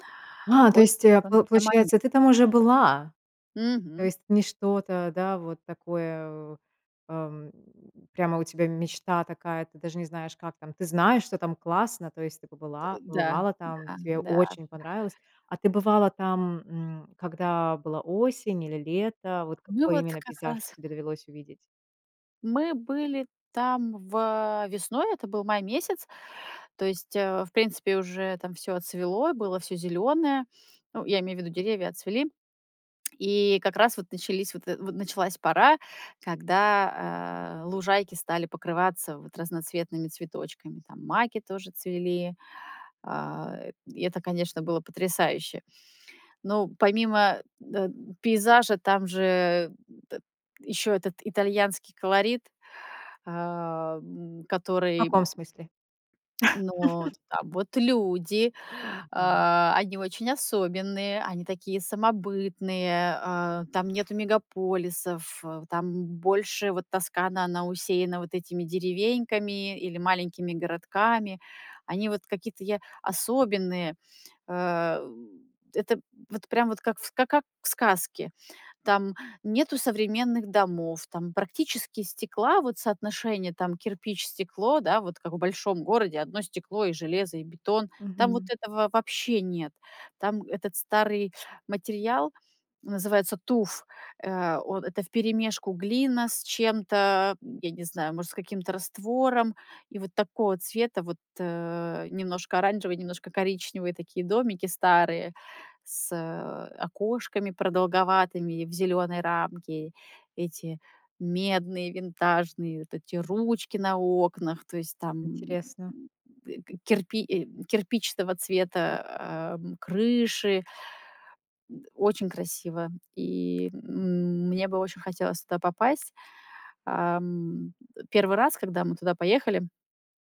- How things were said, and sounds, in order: tapping; laugh; other background noise
- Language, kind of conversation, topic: Russian, podcast, Есть ли природный пейзаж, который ты мечтаешь увидеть лично?